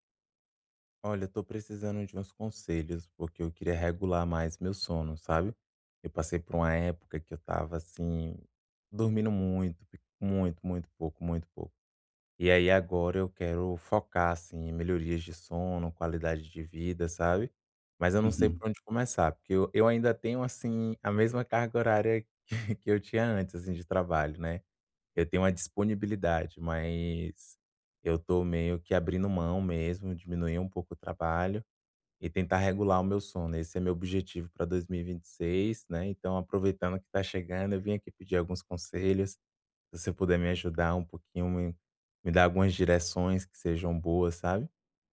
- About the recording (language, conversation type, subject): Portuguese, advice, Como posso manter um horário de sono mais regular?
- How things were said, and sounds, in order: chuckle